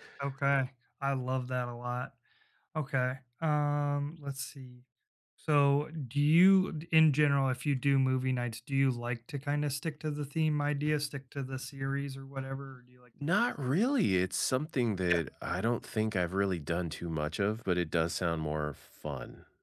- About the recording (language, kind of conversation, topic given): English, unstructured, What would your ideal movie night lineup be, and what snacks would you pair with it?
- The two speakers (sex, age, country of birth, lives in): male, 35-39, United States, United States; male, 50-54, United States, United States
- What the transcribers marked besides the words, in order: other background noise